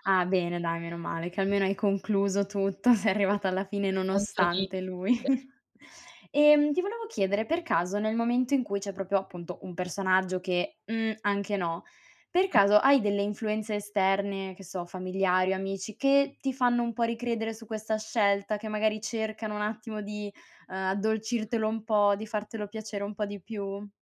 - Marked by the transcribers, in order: laughing while speaking: "sei arrivata"; chuckle; unintelligible speech; other background noise; "proprio" said as "propio"; other noise
- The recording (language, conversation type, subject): Italian, podcast, Che cosa ti fa amare o odiare un personaggio in una serie televisiva?